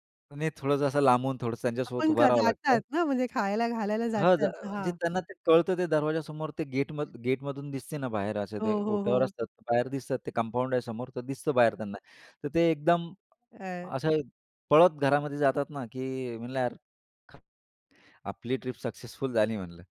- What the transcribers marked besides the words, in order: unintelligible speech; other background noise; other noise
- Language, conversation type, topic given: Marathi, podcast, तुम्ही नव्या पिढीला कोणत्या रिवाजांचे महत्त्व समजावून सांगता?